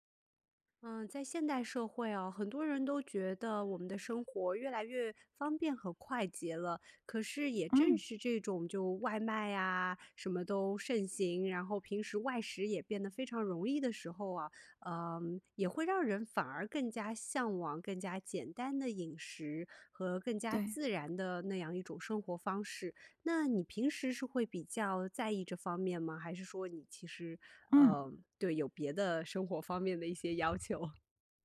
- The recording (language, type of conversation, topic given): Chinese, podcast, 简单的饮食和自然生活之间有什么联系？
- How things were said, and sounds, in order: other background noise; laughing while speaking: "求？"